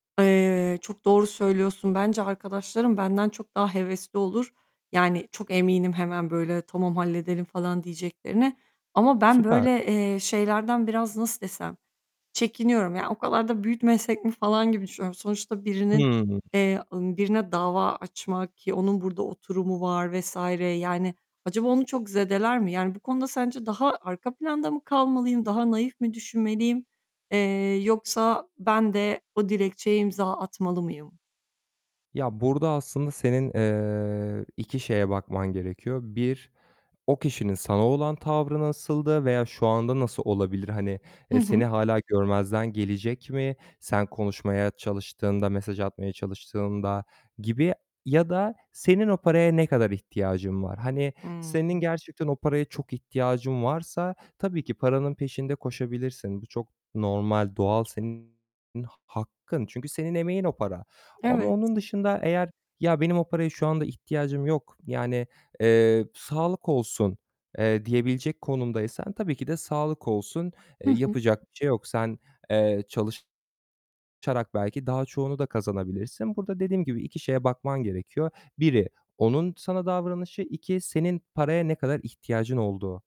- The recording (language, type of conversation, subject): Turkish, advice, Arkadaşıma borç verdiğim parayı geri istemekte neden zorlanıyorum?
- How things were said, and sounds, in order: static; tapping; distorted speech